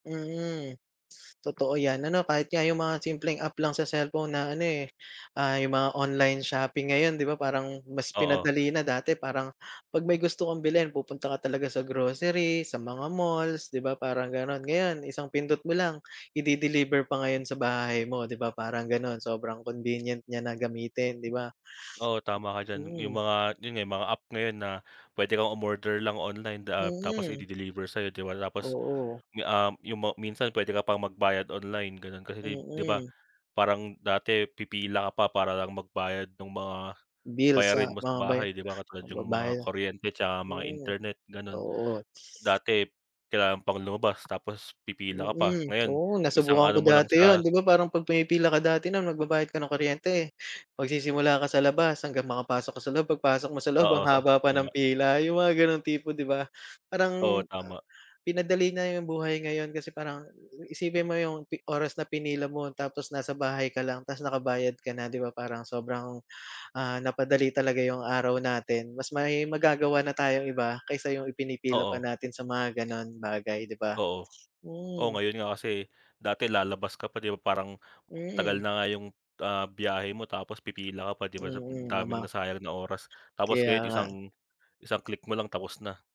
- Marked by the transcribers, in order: tapping; laughing while speaking: "Oo"; other background noise; other noise
- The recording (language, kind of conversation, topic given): Filipino, unstructured, Paano mo ginagamit ang teknolohiya upang mas mapadali ang araw-araw mong buhay?